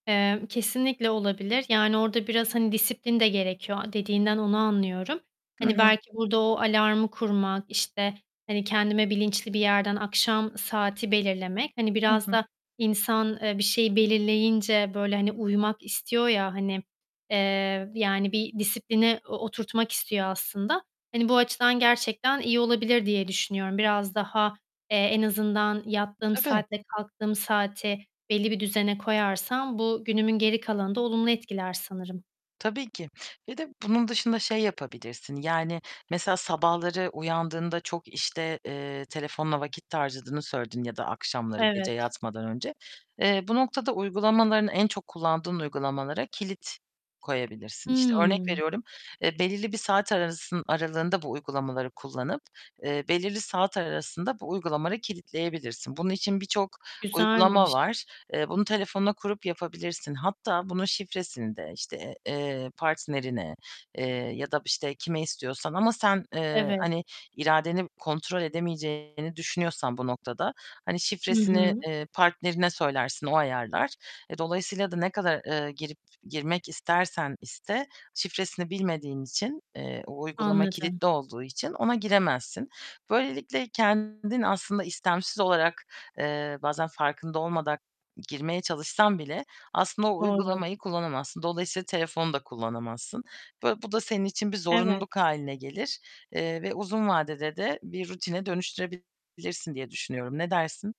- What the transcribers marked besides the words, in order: other background noise; mechanical hum; distorted speech; static
- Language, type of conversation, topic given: Turkish, advice, Sabah rutini oluşturmakta zorlanıp güne plansız başlamanız size nasıl hissettiriyor?